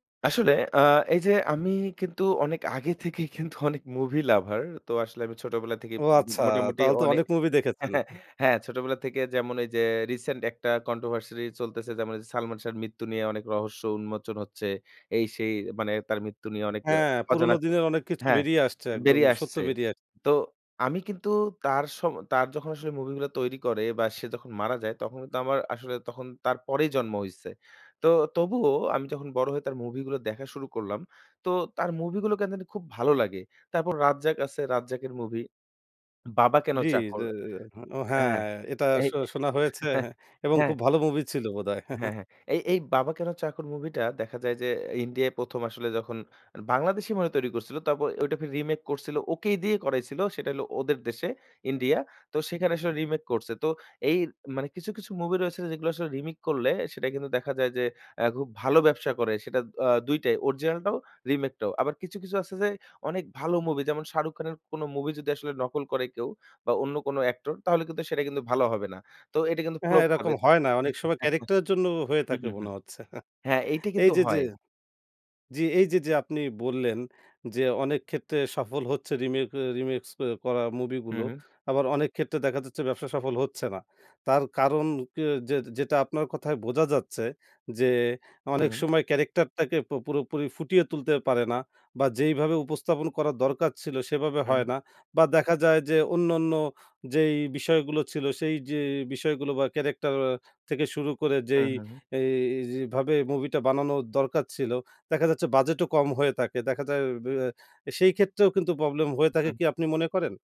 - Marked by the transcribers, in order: scoff; in English: "মুভি লাভার"; "তাহলে" said as "তাওল"; chuckle; in English: "contoversery"; "controversy" said as "contoversery"; tapping; alarm; "কেন" said as "ক্যান"; chuckle; "ঐটাকে" said as "ঐটাফে"; "রিমেক" said as "রিমিক"; chuckle; "অন্যান্য" said as "অন্যন্ন"; "প্রবলেম" said as "পব্লেম"
- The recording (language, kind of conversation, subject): Bengali, podcast, রিমেক কি ভালো, না খারাপ—আপনি কেন এমন মনে করেন?